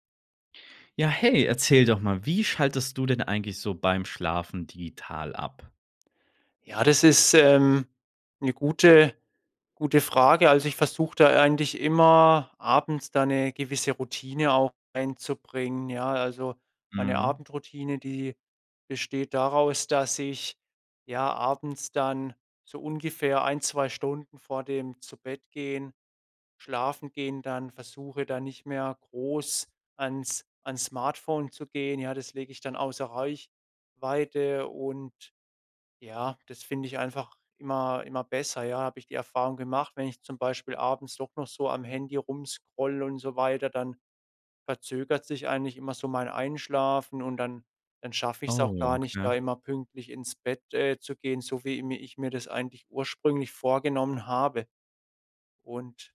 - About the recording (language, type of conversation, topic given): German, podcast, Wie schaltest du beim Schlafen digital ab?
- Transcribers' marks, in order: other background noise